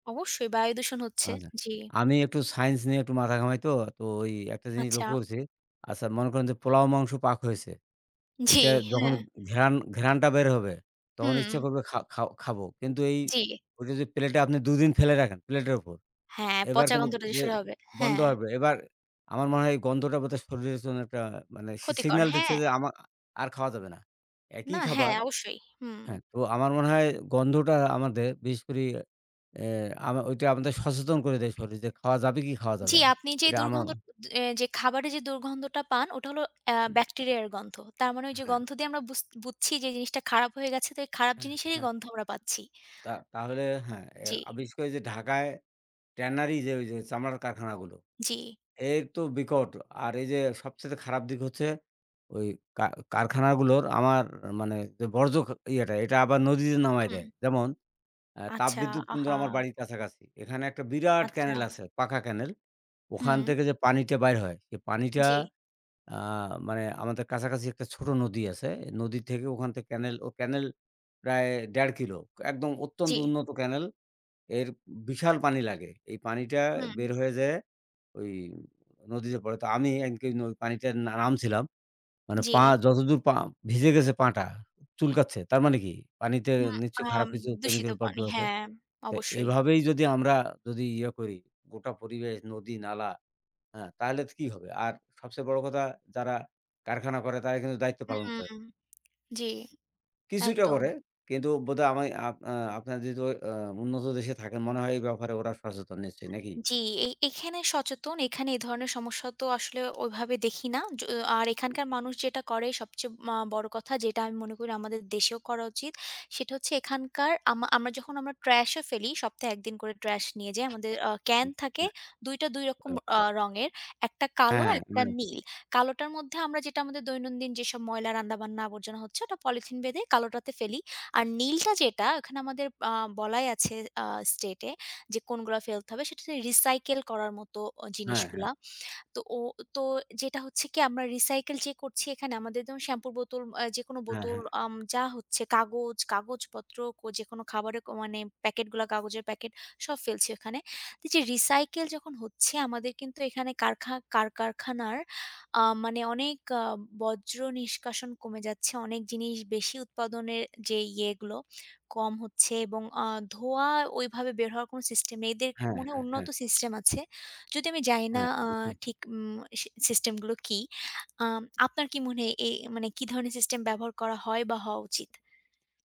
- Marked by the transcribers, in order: other background noise; "রান্না" said as "পাক"; "দিক" said as "দিগ"; in English: "canal"; in English: "canal"; in English: "canal"; in English: "canal"; in English: "canal"; in English: "trash"; in English: "trash"; lip smack
- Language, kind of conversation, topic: Bengali, unstructured, আমাদের পারিপার্শ্বিক পরিবেশ রক্ষায় শিল্পকারখানাগুলোর দায়িত্ব কী?